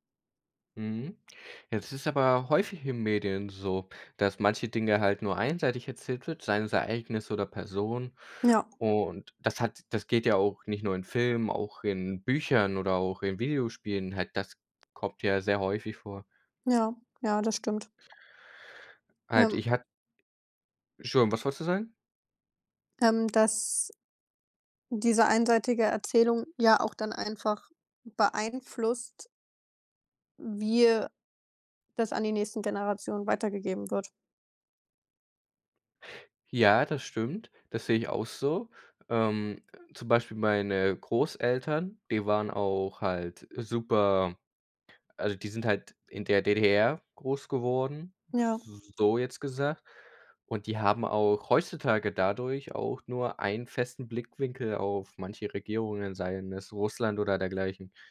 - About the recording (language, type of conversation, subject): German, unstructured, Was ärgert dich am meisten an der Art, wie Geschichte erzählt wird?
- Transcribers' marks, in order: other background noise